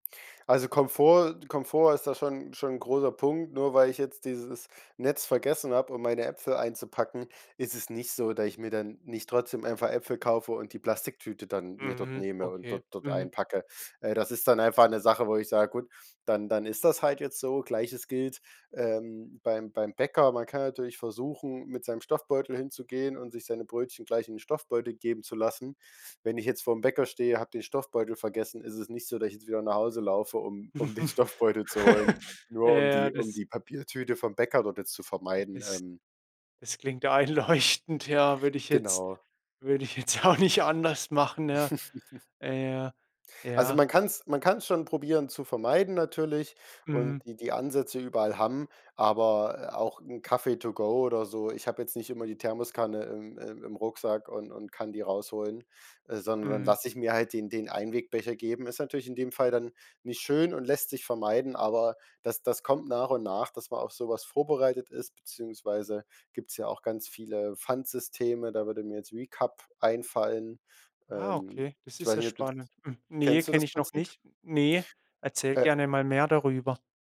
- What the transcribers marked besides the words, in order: laugh; laughing while speaking: "den"; other noise; laughing while speaking: "einleuchtend"; laughing while speaking: "jetzt ja auch nicht anders"; giggle; in English: "to go"
- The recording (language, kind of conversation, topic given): German, podcast, Was hältst du davon, im Alltag Plastik zu vermeiden?